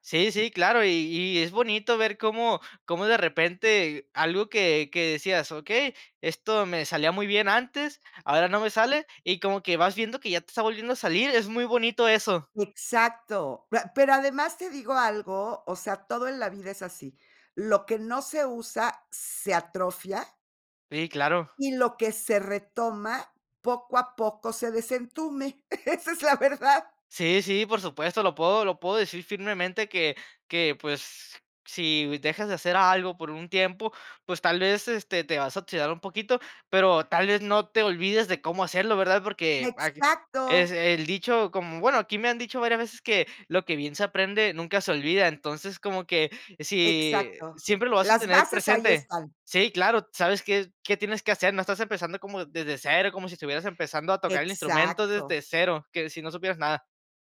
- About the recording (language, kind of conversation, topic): Spanish, podcast, ¿Cómo fue retomar un pasatiempo que habías dejado?
- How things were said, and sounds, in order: laughing while speaking: "Esa es la verdad"